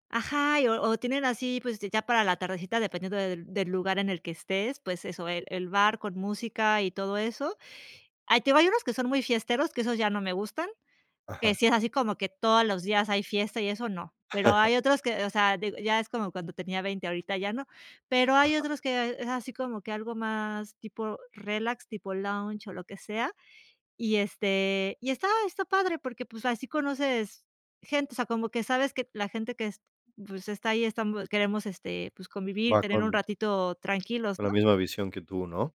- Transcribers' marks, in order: chuckle
- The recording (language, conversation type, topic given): Spanish, podcast, ¿Qué haces para conocer gente nueva cuando viajas solo?